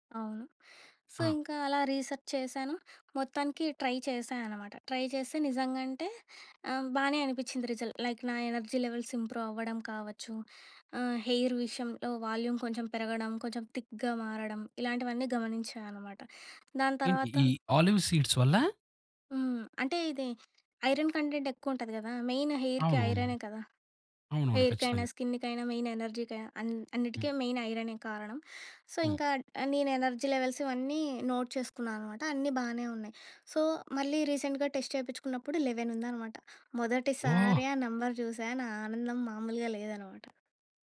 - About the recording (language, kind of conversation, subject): Telugu, podcast, మీ ఉదయం ఎలా ప్రారంభిస్తారు?
- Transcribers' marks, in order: in English: "సో"; in English: "రీసెర్చ్"; in English: "ట్రై"; tapping; in English: "ట్రై"; in English: "రిజల్ట్. లైక్"; in English: "ఎనర్జీ లెవెల్స్ ఇంప్రూవ్"; in English: "హెయిర్"; in English: "వాల్యూమ్"; in English: "థిక్‌గా"; in English: "ఆలివ్ సీడ్స్"; in English: "ఐరన్ కంటెంట్"; in English: "మెయిన్ హెయిర్‌కి"; in English: "మెయిన్"; in English: "సో"; in English: "ఎనర్జీ లెవెల్స్"; in English: "నోట్"; in English: "సో"; in English: "రీసెంట్‌గా టెస్ట్"; in English: "లెవెన్"; in English: "నెంబర్"